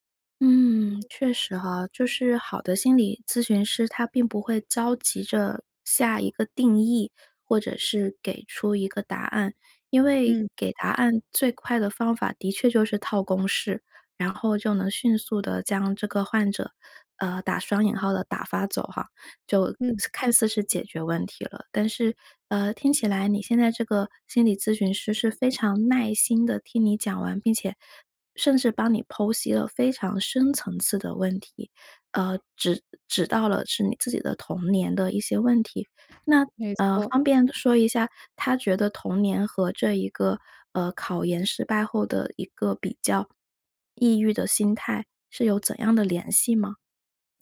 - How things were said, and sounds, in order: other background noise
- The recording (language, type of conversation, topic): Chinese, podcast, 你怎么看待寻求专业帮助？